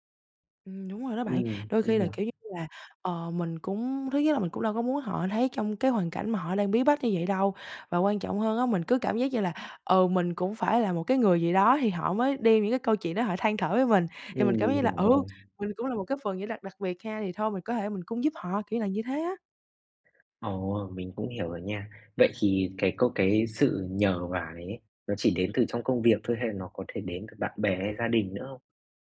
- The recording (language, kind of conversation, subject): Vietnamese, advice, Làm sao phân biệt phản hồi theo yêu cầu và phản hồi không theo yêu cầu?
- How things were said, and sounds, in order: other background noise